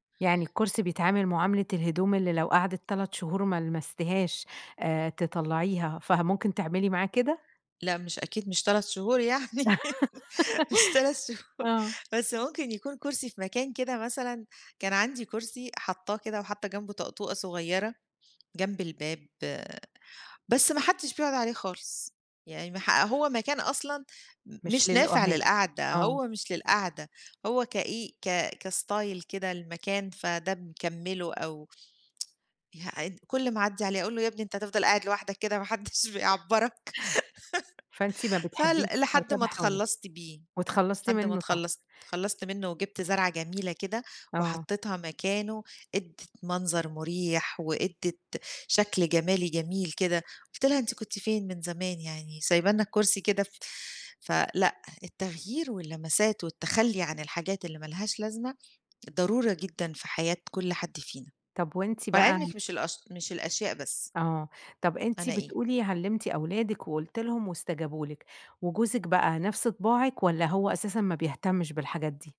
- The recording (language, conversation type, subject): Arabic, podcast, إزاي بتتخلّص من الهدوم أو الحاجات اللي ما بقيتش بتستخدمها؟
- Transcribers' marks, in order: laugh; laughing while speaking: "يعني مش تَلَت شهور"; other background noise; in English: "كstyle"; tsk; laughing while speaking: "ما حدش بيعبَّرك؟"; tapping